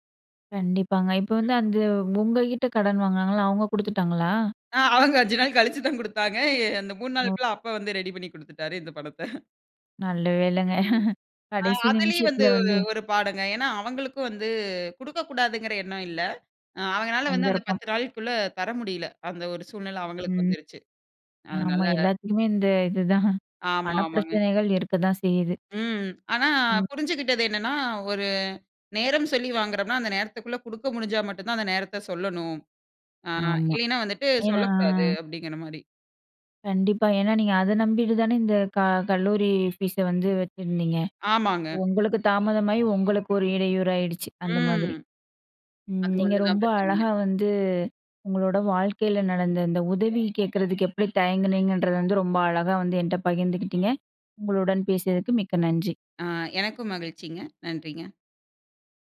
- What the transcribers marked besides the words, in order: anticipating: "இப்ப வந்து அந்த உங்ககிட்ட கடன் வாங்குனாங்கல்ல. அவுங்க குடுத்துட்டாங்களா?"; laughing while speaking: "அவங்க அஞ்சு நாள் கழிச்சு தான் கொடுத்தாங்க"; chuckle; other background noise; chuckle; laughing while speaking: "இதுதான்"; drawn out: "ஏன்னா"; background speech
- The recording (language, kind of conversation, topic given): Tamil, podcast, சுயமாக உதவி கேட்க பயந்த தருணத்தை நீங்கள் எப்படி எதிர்கொண்டீர்கள்?